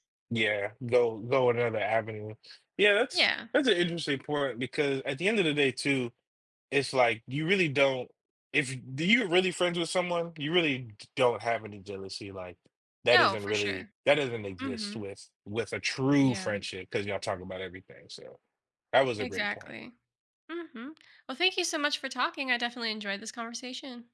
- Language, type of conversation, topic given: English, unstructured, How can we maintain healthy friendships when feelings of jealousy arise?
- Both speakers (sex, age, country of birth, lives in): female, 30-34, United States, United States; male, 25-29, United States, United States
- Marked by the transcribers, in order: none